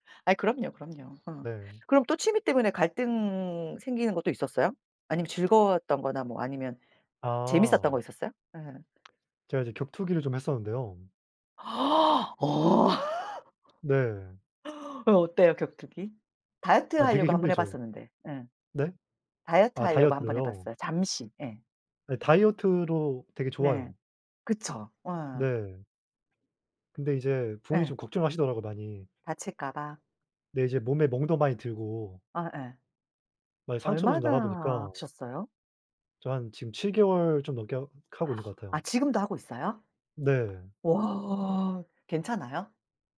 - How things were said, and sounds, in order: lip smack; other background noise; lip smack; gasp; gasp; gasp; tapping
- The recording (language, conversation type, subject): Korean, unstructured, 취미 때문에 가족과 다툰 적이 있나요?